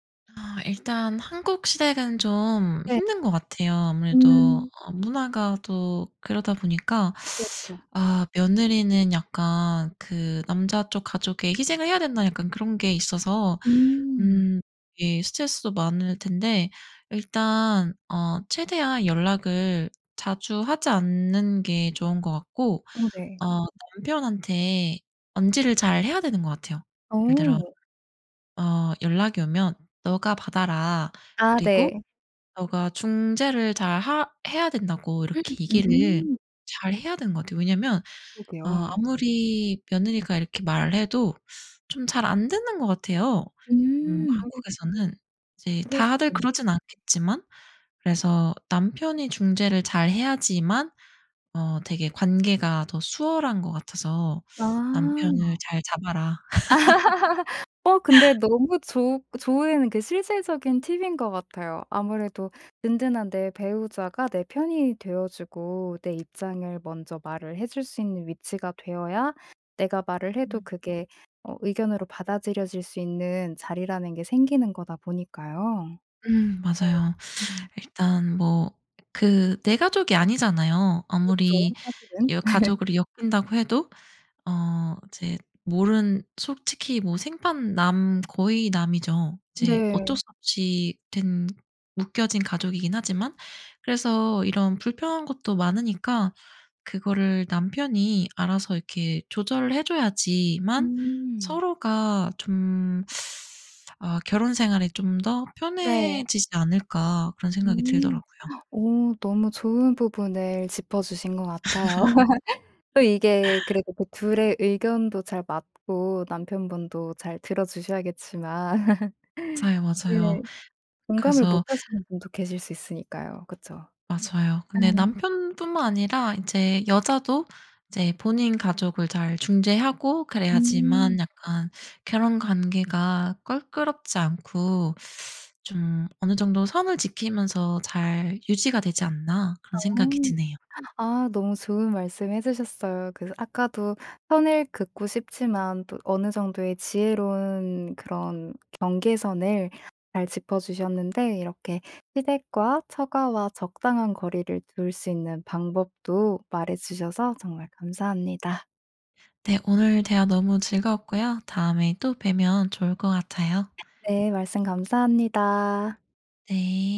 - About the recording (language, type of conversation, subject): Korean, podcast, 시댁과 처가와는 어느 정도 거리를 두는 게 좋을까요?
- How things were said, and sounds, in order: teeth sucking; tapping; gasp; laugh; other background noise; laugh; teeth sucking; gasp; laugh; laugh; gasp